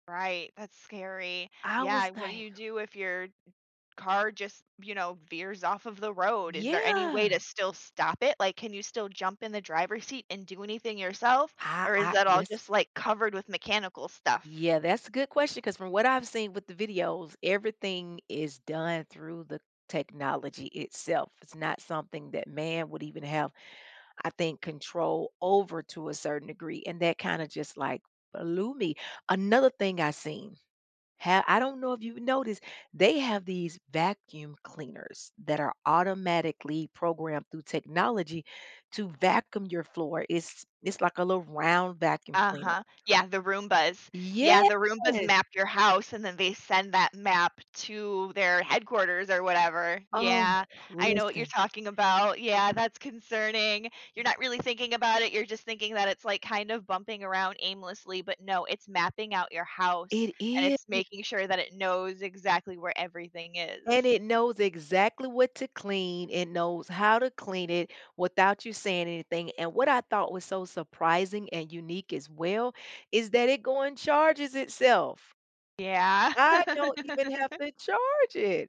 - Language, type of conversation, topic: English, unstructured, How has technology changed the way we approach everyday challenges?
- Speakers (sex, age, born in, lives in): female, 35-39, United States, United States; female, 45-49, United States, United States
- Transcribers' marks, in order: drawn out: "Yes!"; tapping; laugh; joyful: "charge it!"